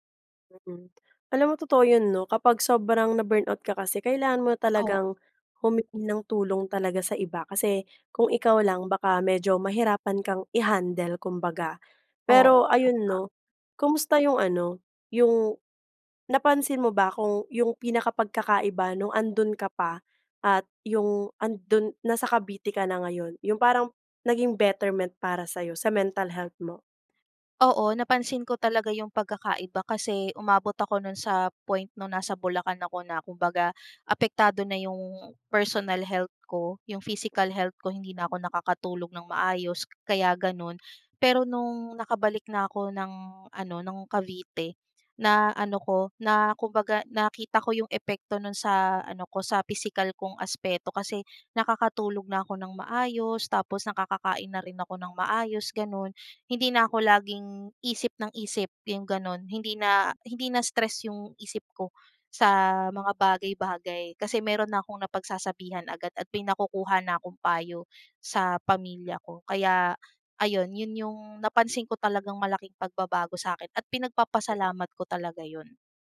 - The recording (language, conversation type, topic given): Filipino, podcast, Ano ang papel ng pamilya o mga kaibigan sa iyong kalusugan at kabutihang-pangkalahatan?
- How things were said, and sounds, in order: unintelligible speech; in English: "na-burnout"; in English: "betterment"; in English: "personal health"; other background noise; in English: "physical health"